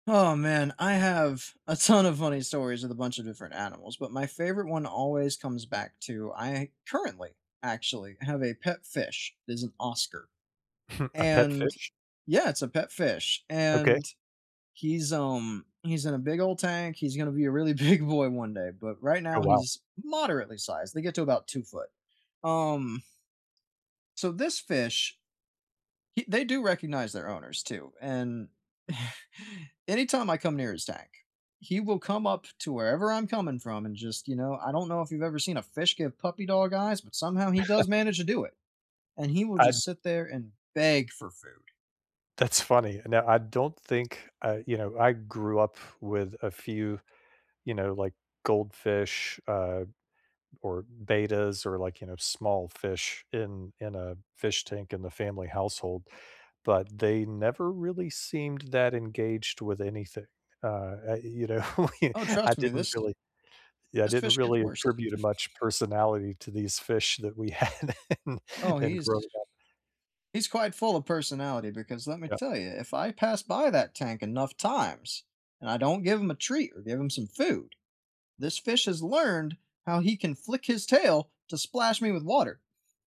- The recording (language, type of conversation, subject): English, unstructured, What’s the funniest thing a pet has ever done around you?
- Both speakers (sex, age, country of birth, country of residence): male, 30-34, United States, United States; male, 45-49, United States, United States
- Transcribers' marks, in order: laughing while speaking: "big"; chuckle; chuckle; laughing while speaking: "know"; chuckle; chuckle; laughing while speaking: "had in"